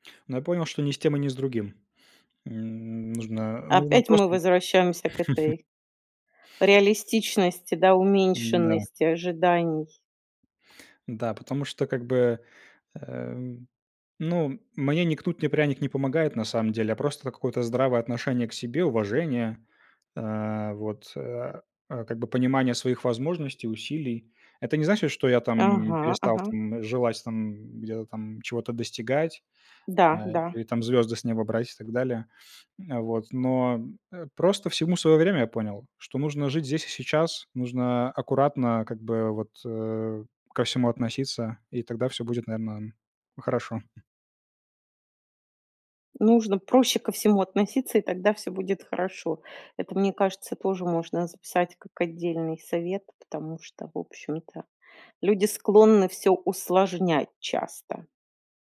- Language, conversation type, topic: Russian, podcast, Какой совет от незнакомого человека ты до сих пор помнишь?
- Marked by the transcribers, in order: chuckle; other background noise; tapping